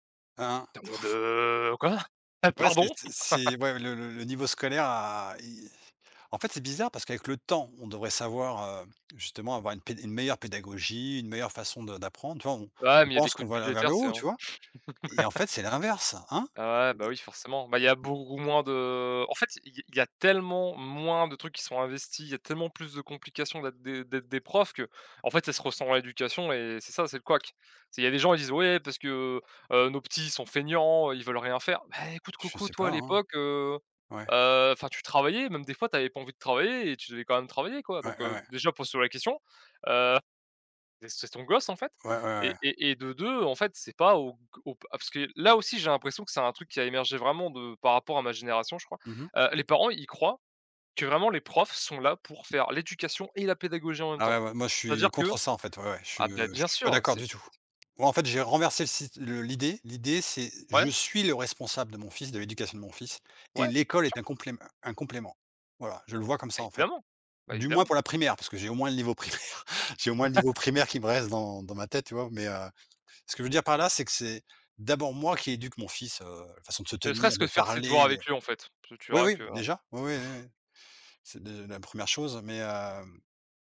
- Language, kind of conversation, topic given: French, unstructured, Quel est ton souvenir préféré à l’école ?
- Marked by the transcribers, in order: laugh; laugh; other noise; tapping; laughing while speaking: "primaire"; laugh; chuckle; other background noise; chuckle